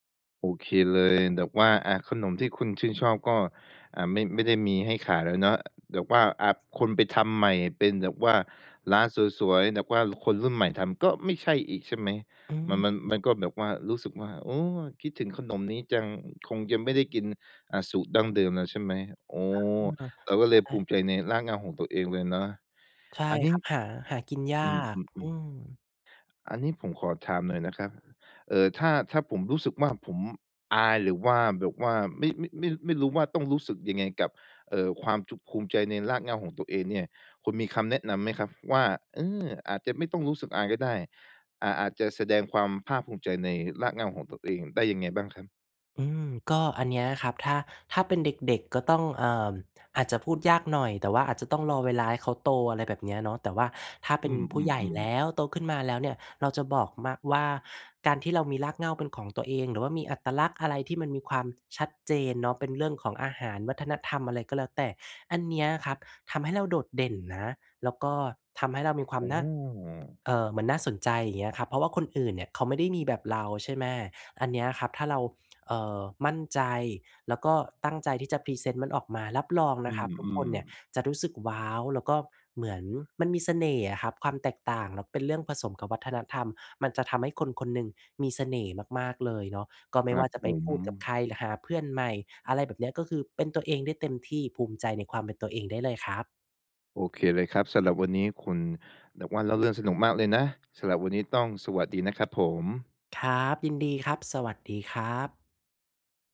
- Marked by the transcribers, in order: other background noise; tsk
- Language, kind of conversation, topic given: Thai, podcast, ประสบการณ์อะไรที่ทำให้คุณรู้สึกภูมิใจในรากเหง้าของตัวเอง?